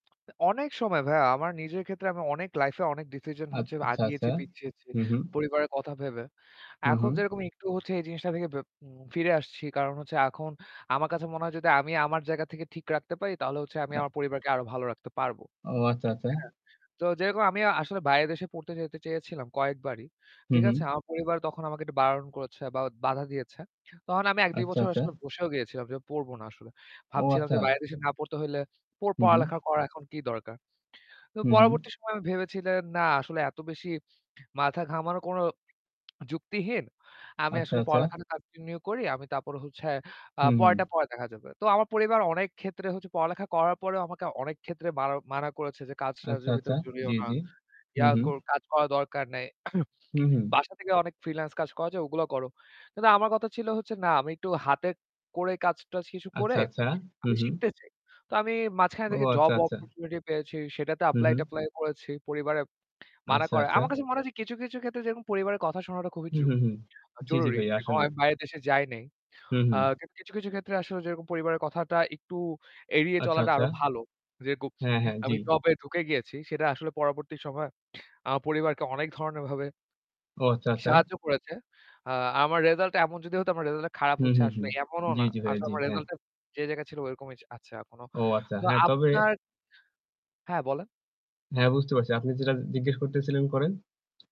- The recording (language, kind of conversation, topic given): Bengali, unstructured, পরিবারের চাপ আপনার জীবনের সিদ্ধান্তগুলোকে কীভাবে প্রভাবিত করে?
- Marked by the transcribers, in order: other background noise; static; swallow; sneeze; tapping; in English: "অপরচুনিটি"; unintelligible speech